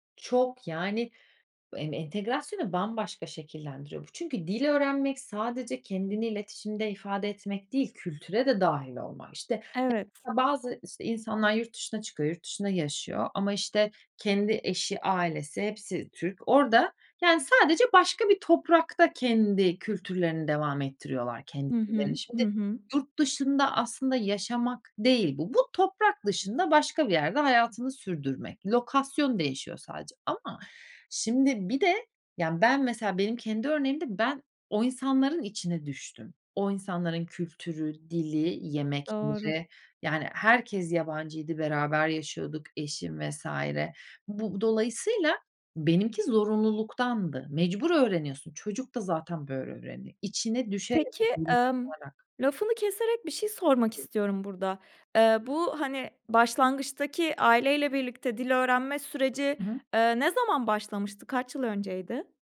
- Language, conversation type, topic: Turkish, podcast, Dil bilmeden nasıl iletişim kurabiliriz?
- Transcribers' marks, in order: unintelligible speech; unintelligible speech; unintelligible speech